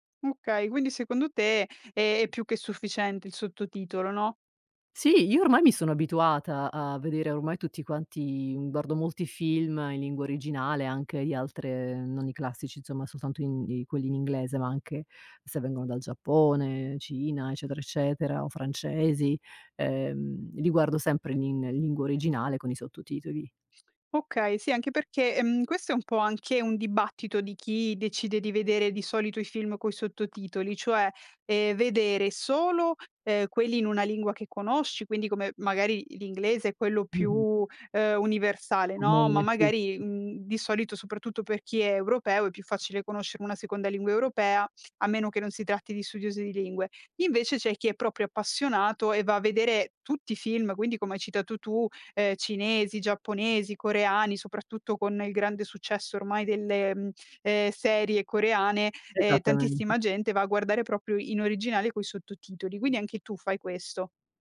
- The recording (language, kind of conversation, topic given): Italian, podcast, Cosa ne pensi delle produzioni internazionali doppiate o sottotitolate?
- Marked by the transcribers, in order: tapping; other background noise; unintelligible speech; "proprio" said as "propio"; "proprio" said as "propio"